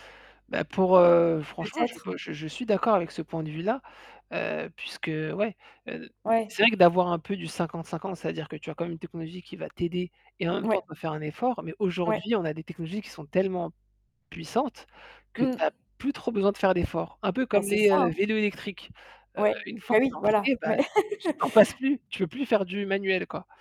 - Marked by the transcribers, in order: static; other background noise; stressed: "aujourd'hui"; stressed: "puissantes"; distorted speech; laugh
- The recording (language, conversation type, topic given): French, unstructured, Comment la technologie peut-elle aider les personnes en situation de handicap ?